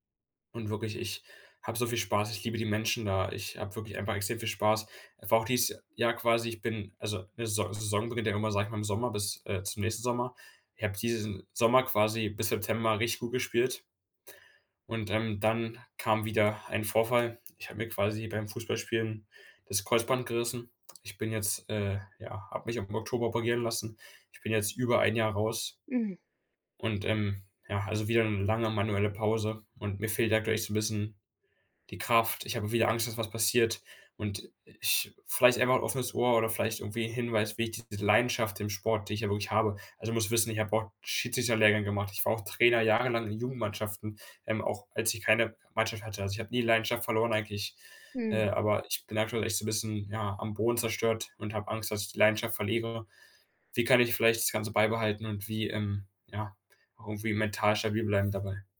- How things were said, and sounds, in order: other background noise
- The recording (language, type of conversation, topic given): German, advice, Wie kann ich nach einer längeren Pause meine Leidenschaft wiederfinden?